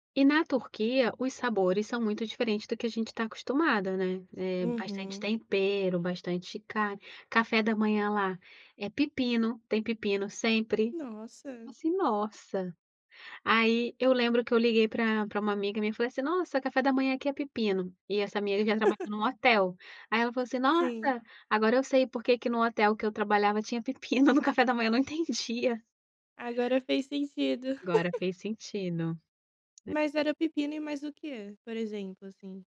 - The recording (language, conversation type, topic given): Portuguese, podcast, Qual foi a melhor comida que você experimentou viajando?
- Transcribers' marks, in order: laugh; laughing while speaking: "pepino no"; laugh